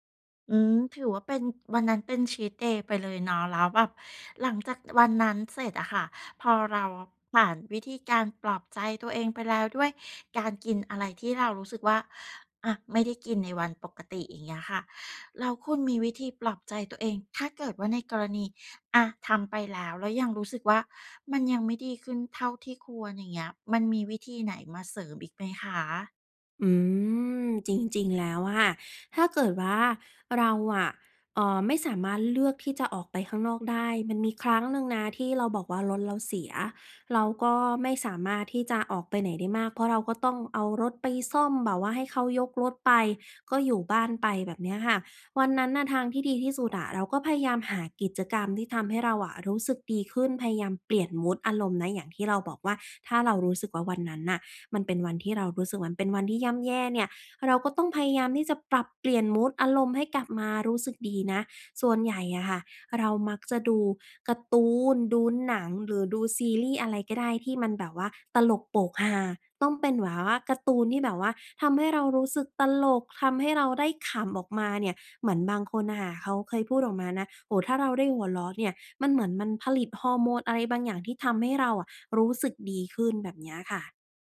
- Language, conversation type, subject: Thai, podcast, ในช่วงเวลาที่ย่ำแย่ คุณมีวิธีปลอบใจตัวเองอย่างไร?
- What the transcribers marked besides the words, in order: none